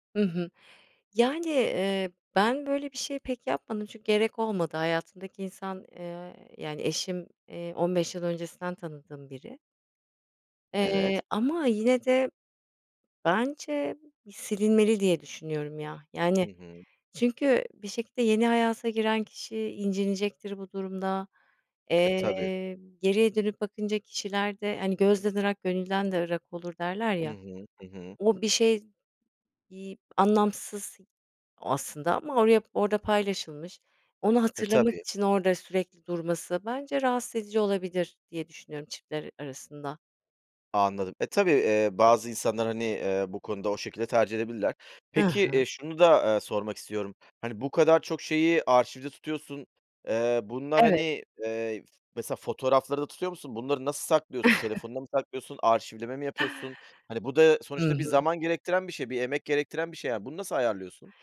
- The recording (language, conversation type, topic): Turkish, podcast, Eski gönderileri silmeli miyiz yoksa saklamalı mıyız?
- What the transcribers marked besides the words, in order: chuckle